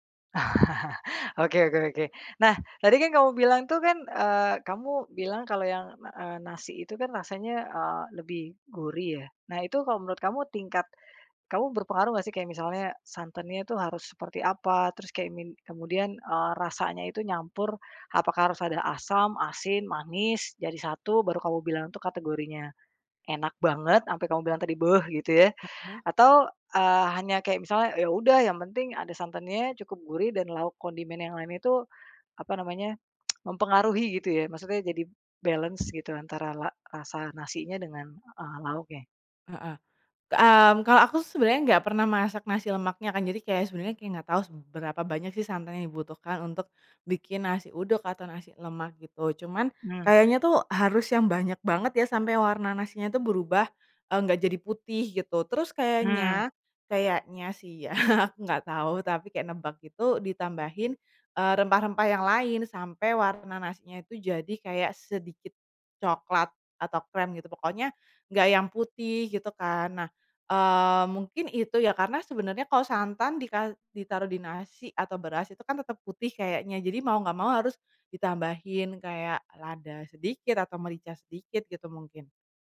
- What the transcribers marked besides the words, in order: chuckle; tsk; in English: "balance"; tapping; laughing while speaking: "ya"
- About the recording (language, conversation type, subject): Indonesian, podcast, Apa pengalaman makan atau kuliner yang paling berkesan?